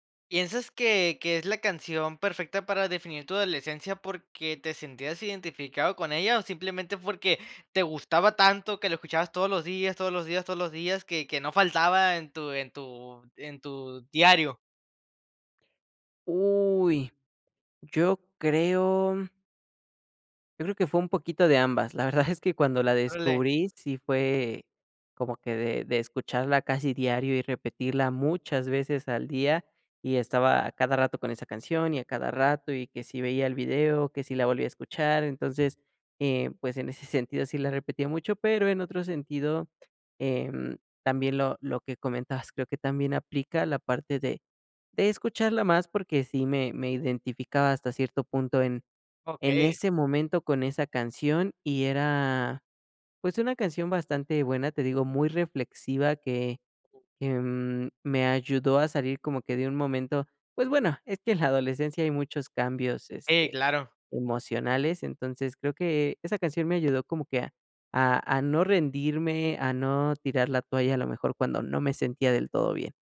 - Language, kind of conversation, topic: Spanish, podcast, ¿Qué canción sientes que te definió durante tu adolescencia?
- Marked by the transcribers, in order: laughing while speaking: "La verdad"